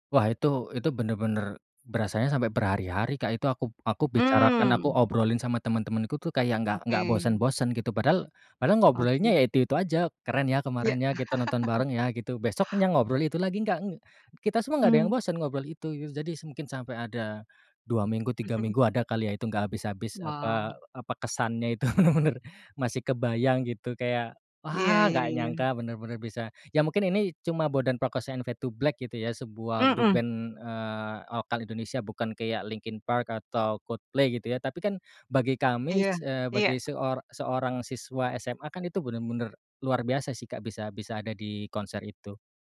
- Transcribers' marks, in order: tapping; chuckle; chuckle
- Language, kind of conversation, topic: Indonesian, podcast, Apa pengalaman konser paling berkesan yang pernah kamu datangi?